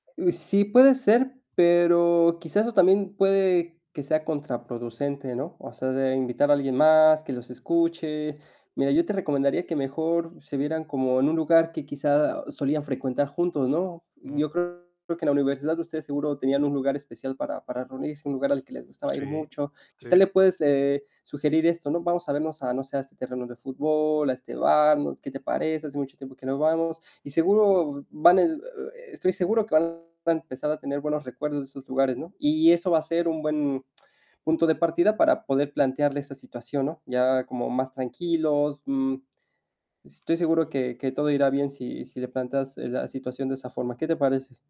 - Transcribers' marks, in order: distorted speech
- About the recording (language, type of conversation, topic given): Spanish, advice, ¿Cómo puedo terminar una amistad tóxica de manera respetuosa?